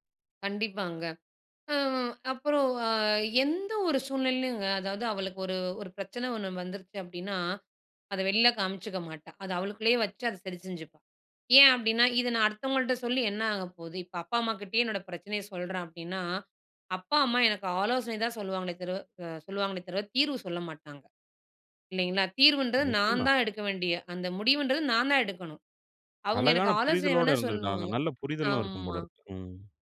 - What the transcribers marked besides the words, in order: "தவிர" said as "தருவ"
- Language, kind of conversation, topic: Tamil, podcast, ஒரு நல்ல வழிகாட்டியை எப்படி தேடுவது?